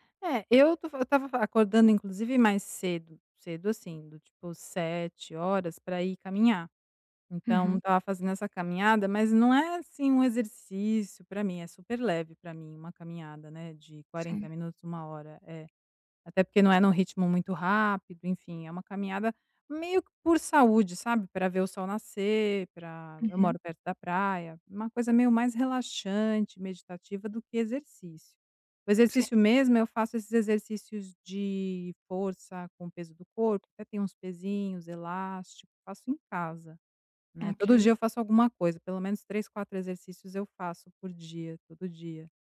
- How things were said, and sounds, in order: tapping
- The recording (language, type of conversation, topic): Portuguese, advice, Por que ainda me sinto tão cansado todas as manhãs, mesmo dormindo bastante?